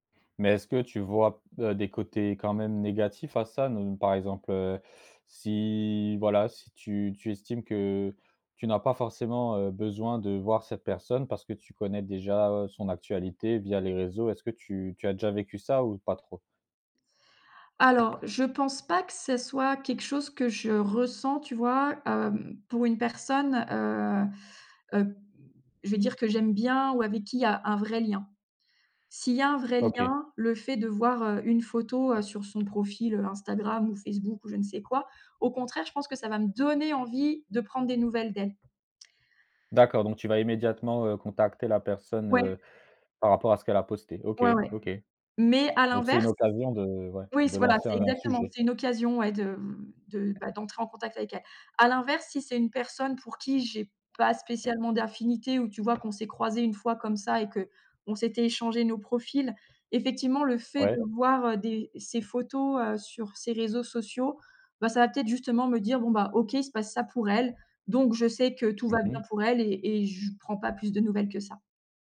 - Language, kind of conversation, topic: French, podcast, Comment les réseaux sociaux transforment-ils nos relations dans la vie réelle ?
- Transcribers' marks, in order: tapping; stressed: "donner"; other background noise; background speech